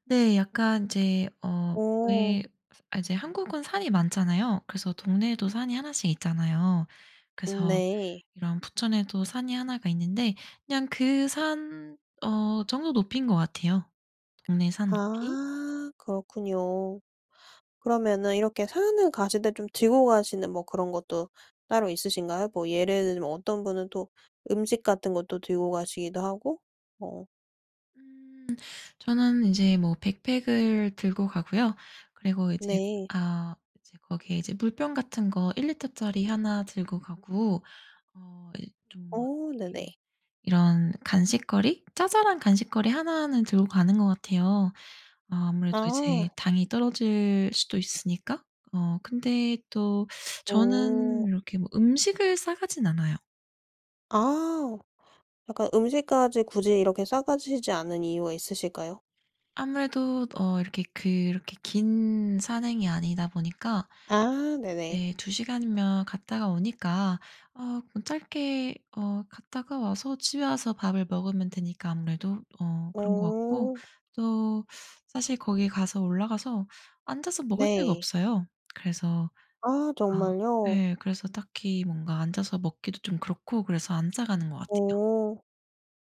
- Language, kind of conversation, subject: Korean, podcast, 등산이나 트레킹은 어떤 점이 가장 매력적이라고 생각하시나요?
- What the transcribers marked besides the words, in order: other background noise